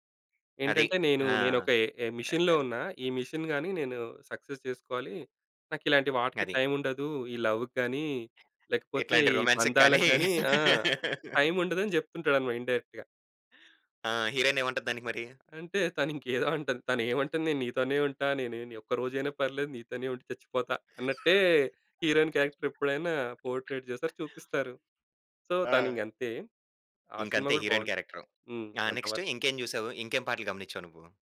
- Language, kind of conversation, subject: Telugu, podcast, ఒంటరిగా ఉన్నప్పుడు నువ్వు ఎలా ఎదుర్కొంటావు?
- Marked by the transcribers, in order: in English: "మిషన్‌లో"; other noise; in English: "మిషన్"; in English: "సక్సెస్"; other background noise; in English: "లవ్‌కి"; laugh; in English: "ఇండైరెక్ట్‌గా"; in English: "హీరోయిన్ క్యారెక్టర్"; in English: "పోర్ట్రెయిట్"; in English: "సో"; in English: "హీరోయిన్ క్యారెక్టర్"; in English: "నెక్స్ట్"